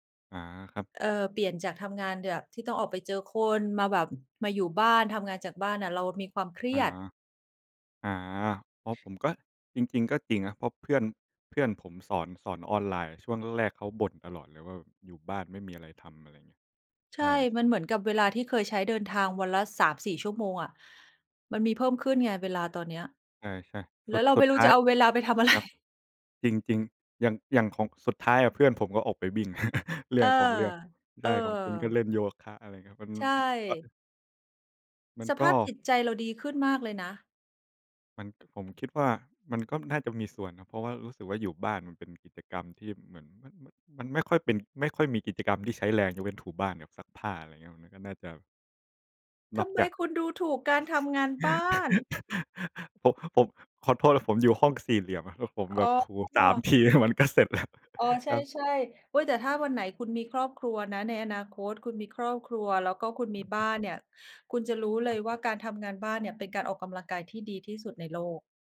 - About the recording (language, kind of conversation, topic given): Thai, unstructured, การเล่นกีฬาเป็นงานอดิเรกช่วยให้สุขภาพดีขึ้นจริงไหม?
- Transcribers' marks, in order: "แบบ" said as "แดบ"; tapping; laughing while speaking: "อะไร"; chuckle; laugh; laughing while speaking: "แล้ว"; chuckle; unintelligible speech